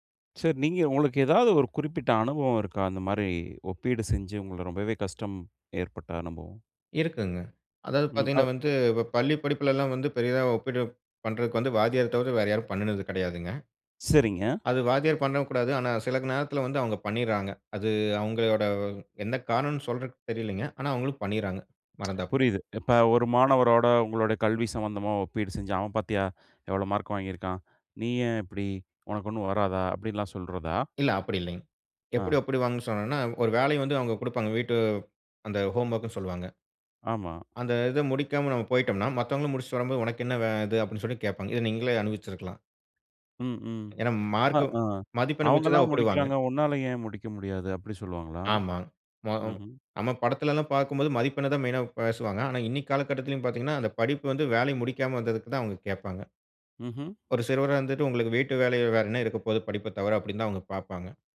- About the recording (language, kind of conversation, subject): Tamil, podcast, மற்றவர்களுடன் உங்களை ஒப்பிடும் பழக்கத்தை நீங்கள் எப்படி குறைத்தீர்கள், அதற்கான ஒரு அனுபவத்தைப் பகிர முடியுமா?
- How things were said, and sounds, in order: "சில" said as "சிலகு"; tsk; in English: "ஹோம்வொர்க்னு"